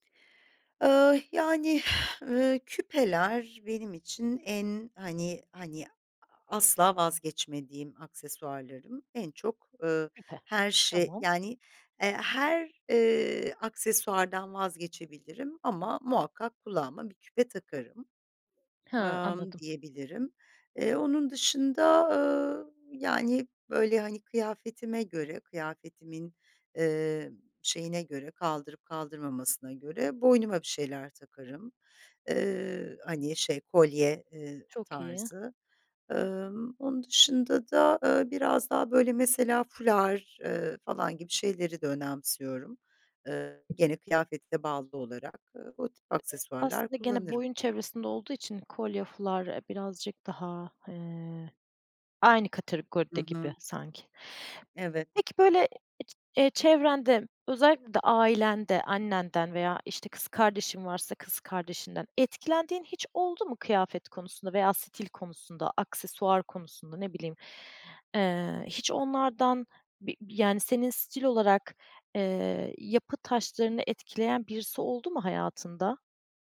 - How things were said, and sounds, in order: exhale; unintelligible speech; other background noise; "kategoride" said as "katerikgoride"
- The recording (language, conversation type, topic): Turkish, podcast, Stil değişimine en çok ne neden oldu, sence?